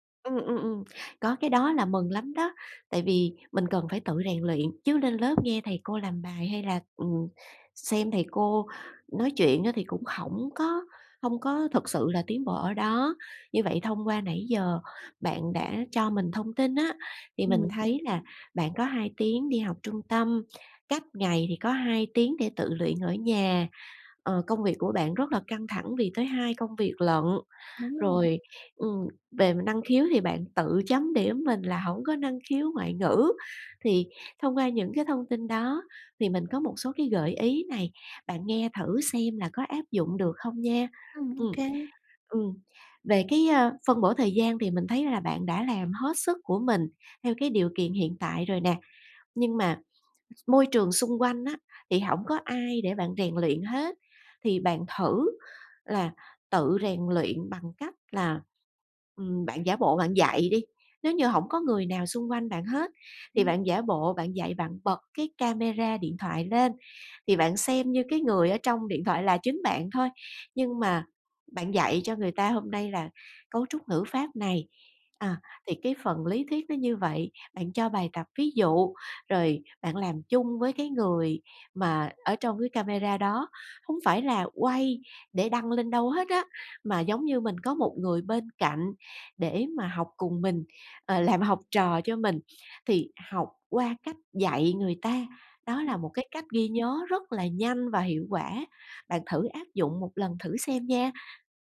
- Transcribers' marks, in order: tapping
- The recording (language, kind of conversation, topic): Vietnamese, advice, Tại sao tôi tiến bộ chậm dù nỗ lực đều đặn?